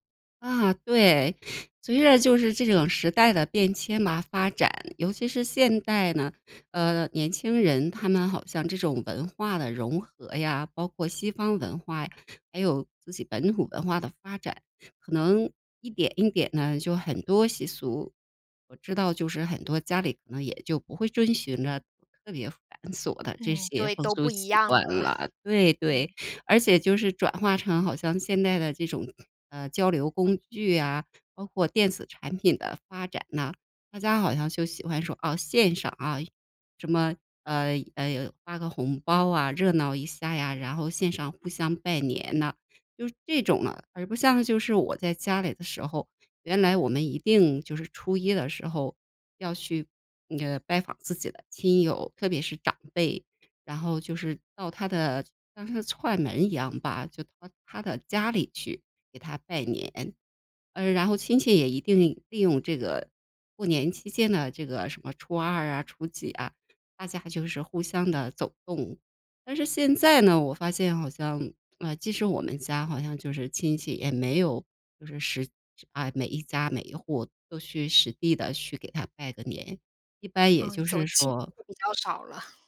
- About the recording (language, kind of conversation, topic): Chinese, podcast, 你们家平时有哪些日常习俗？
- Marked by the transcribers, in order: laughing while speaking: "了"